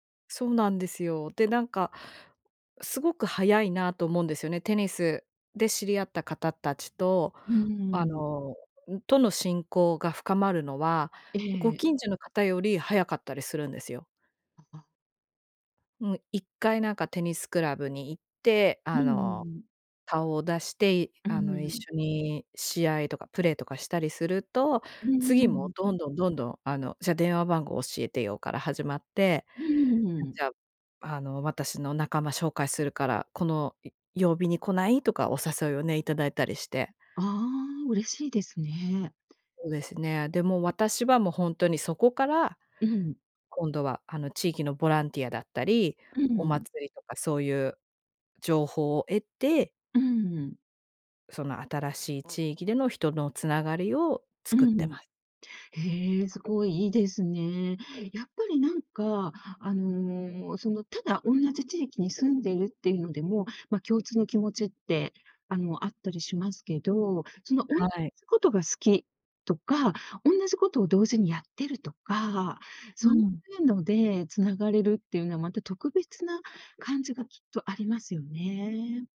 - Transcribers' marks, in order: none
- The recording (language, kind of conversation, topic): Japanese, podcast, 新しい地域で人とつながるには、どうすればいいですか？